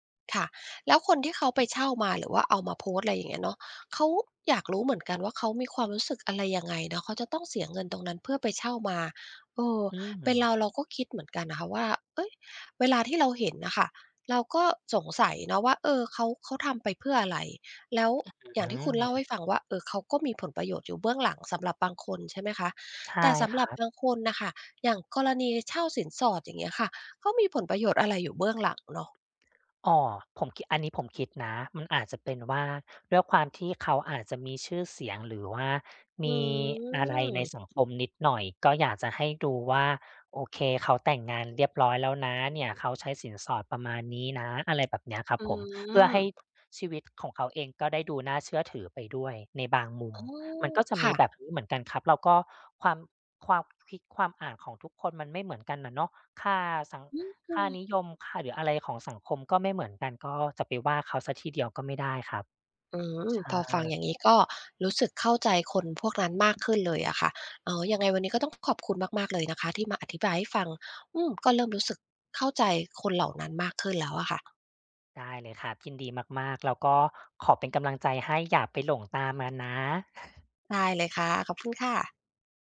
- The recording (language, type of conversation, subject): Thai, advice, คุณรู้สึกอย่างไรเมื่อถูกโซเชียลมีเดียกดดันให้ต้องแสดงว่าชีวิตสมบูรณ์แบบ?
- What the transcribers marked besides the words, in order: other background noise; tapping; drawn out: "อืม"; drawn out: "อืม"; drawn out: "อ๋อ"; unintelligible speech; chuckle